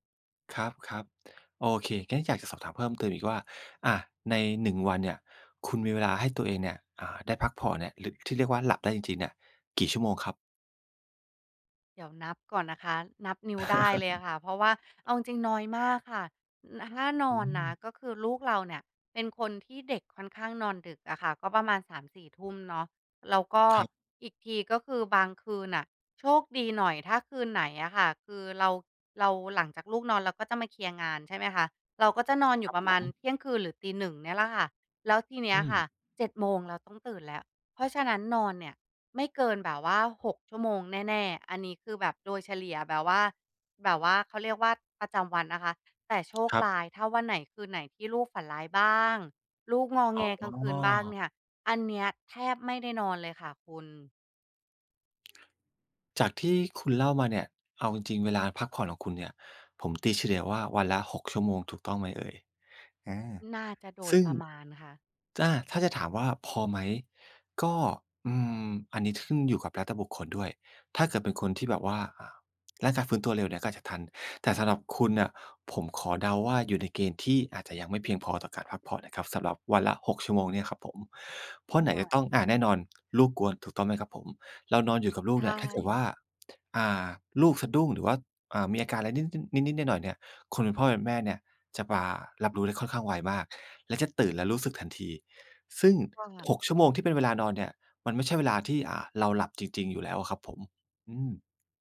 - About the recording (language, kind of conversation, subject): Thai, advice, ฉันรู้สึกเหนื่อยล้าทั้งร่างกายและจิตใจ ควรคลายความเครียดอย่างไร?
- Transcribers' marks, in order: laugh; other background noise; tapping